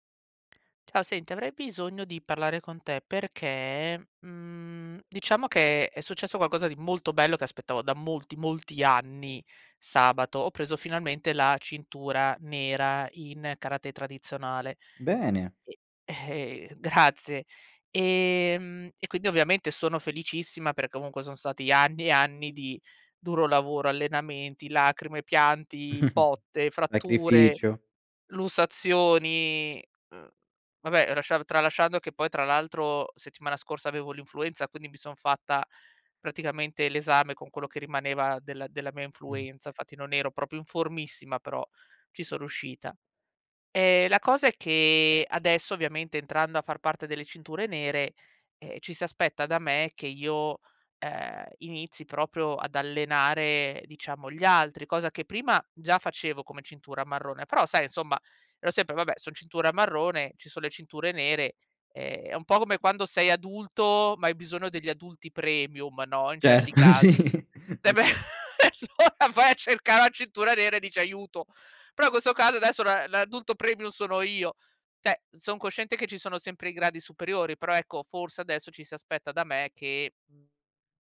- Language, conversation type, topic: Italian, advice, Come posso chiarire le responsabilità poco definite del mio nuovo ruolo o della mia promozione?
- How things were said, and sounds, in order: sigh; "lasciato" said as "lasciado"; chuckle; "Sacrificio" said as "acrificio"; "Infatti" said as "nfatti"; "riuscita" said as "ruscita"; laughing while speaking: "Eh beh e allora vai a cercà la cintura nera"; laugh; laughing while speaking: "Certo, sì"; "cercare" said as "cercà"; unintelligible speech; "Però" said as "prò"; "Cioè" said as "ceh"